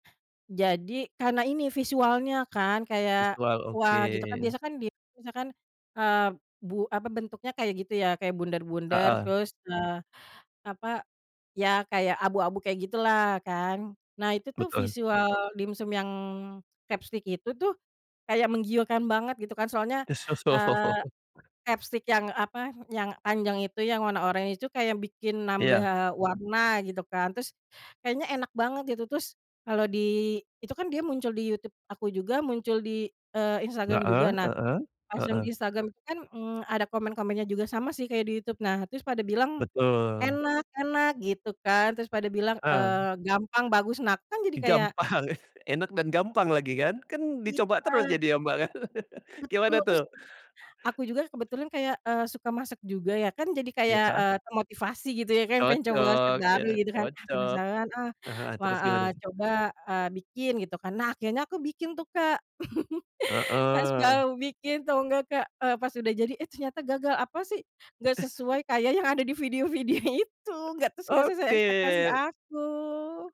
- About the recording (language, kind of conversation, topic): Indonesian, podcast, Bisakah kamu menceritakan pengalaman saat mencoba memasak resep baru yang hasilnya sukses atau malah gagal?
- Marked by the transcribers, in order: in English: "crabstick"; in English: "crabstick"; tapping; unintelligible speech; other background noise; laughing while speaking: "Gampang"; chuckle; laugh; chuckle; laughing while speaking: "videonya"